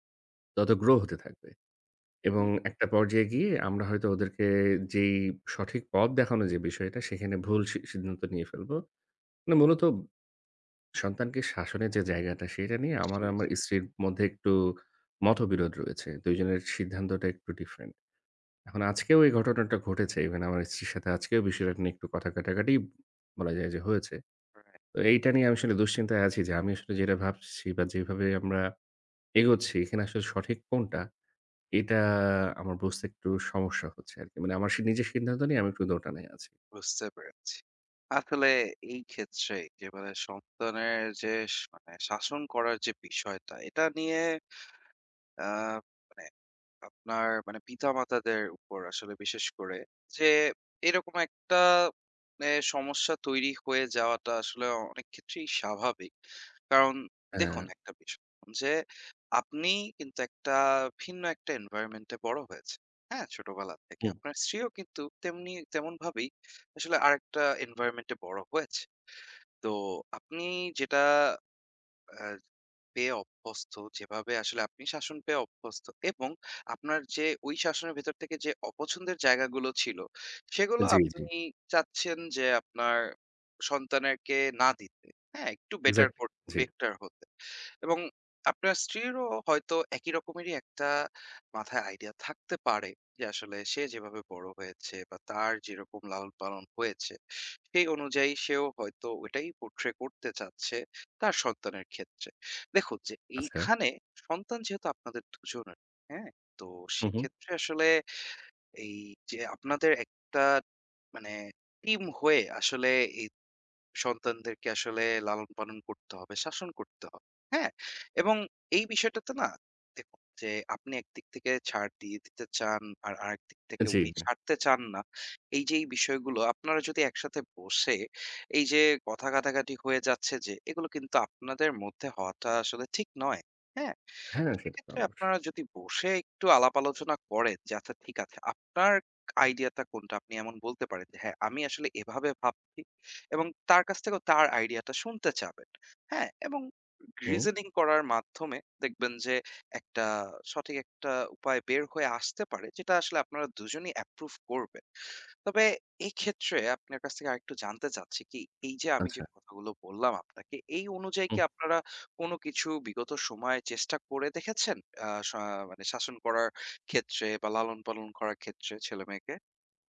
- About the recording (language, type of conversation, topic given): Bengali, advice, সন্তানদের শাস্তি নিয়ে পিতামাতার মধ্যে মতবিরোধ হলে কীভাবে সমাধান করবেন?
- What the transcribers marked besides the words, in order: other background noise; "সন্তানদেরকে" said as "সন্তানেরকে"; tapping; in English: "reasoning"